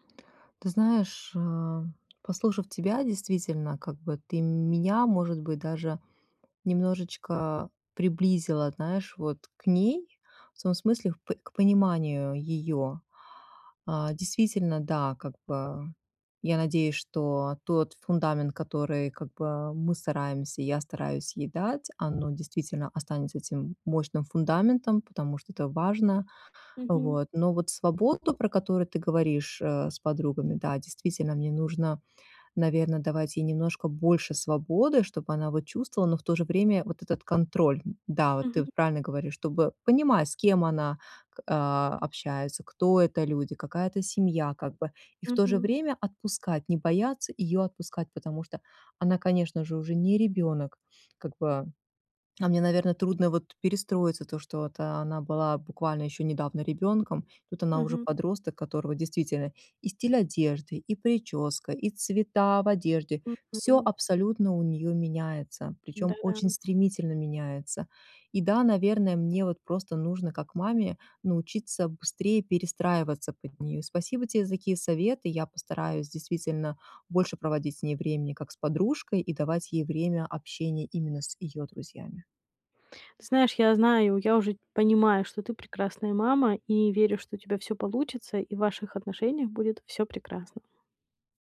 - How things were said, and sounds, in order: other background noise; tapping
- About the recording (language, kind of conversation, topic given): Russian, advice, Как построить доверие в новых отношениях без спешки?